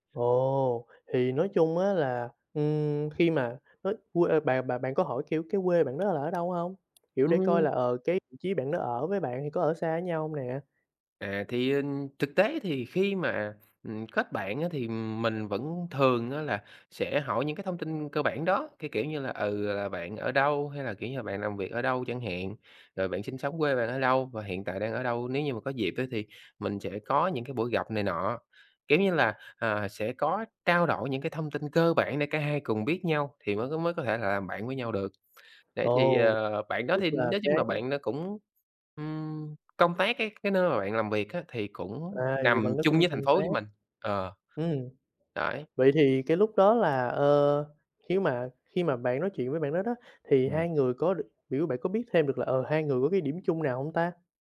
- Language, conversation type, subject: Vietnamese, podcast, Bạn có thể kể về một chuyến đi mà trong đó bạn đã kết bạn với một người lạ không?
- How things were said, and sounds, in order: other background noise; tapping